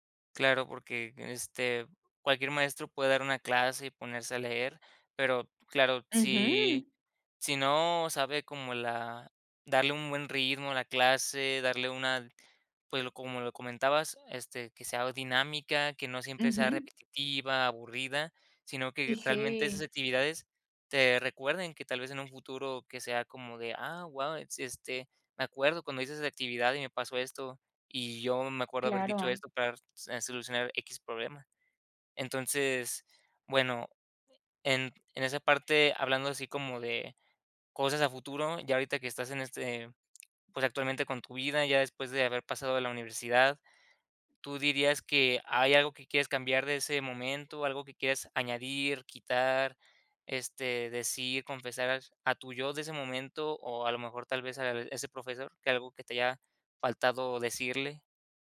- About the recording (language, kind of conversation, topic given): Spanish, podcast, ¿Cuál fue una clase que te cambió la vida y por qué?
- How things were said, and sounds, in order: none